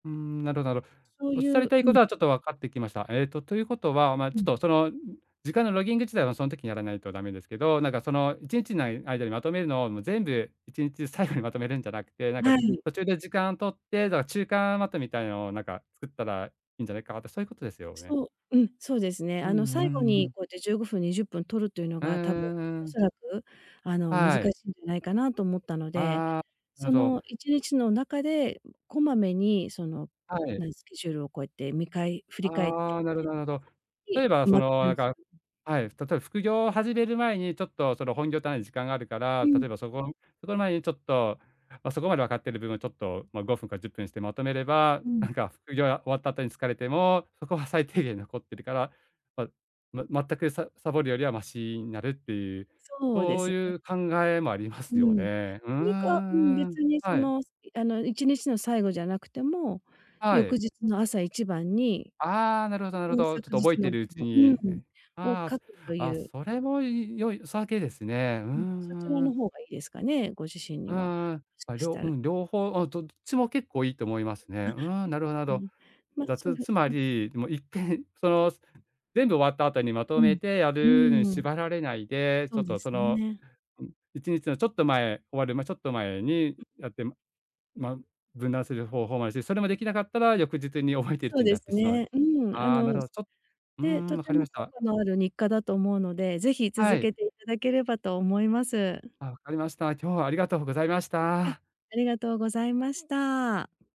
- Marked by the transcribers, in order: groan; other noise; other background noise
- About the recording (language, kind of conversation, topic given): Japanese, advice, 忙しくて時間がないとき、日課を続けるにはどうすればいいですか？